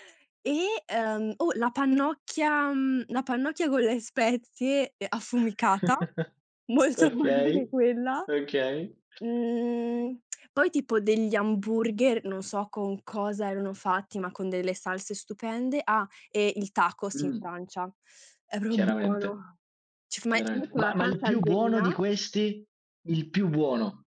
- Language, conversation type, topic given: Italian, podcast, Che cosa ti piace assaggiare quando sei in un mercato locale?
- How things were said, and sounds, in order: laughing while speaking: "spezie"; chuckle; laughing while speaking: "molto buona anche quella"; other background noise; lip smack; tapping; "proprio" said as "propo"